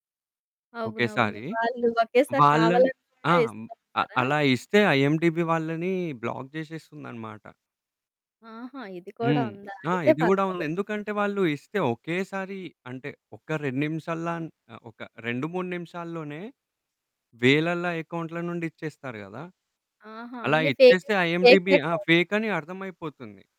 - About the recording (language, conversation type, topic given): Telugu, podcast, సినిమా రీమేక్‌లు నిజంగా అవసరమా, లేక అవి సినిమాల విలువను తగ్గిస్తాయా?
- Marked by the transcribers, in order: static; in English: "ఐఎండీబీ"; in English: "బ్లాక్"; in English: "ఐఎండీబీ"; in English: "ఫేక్"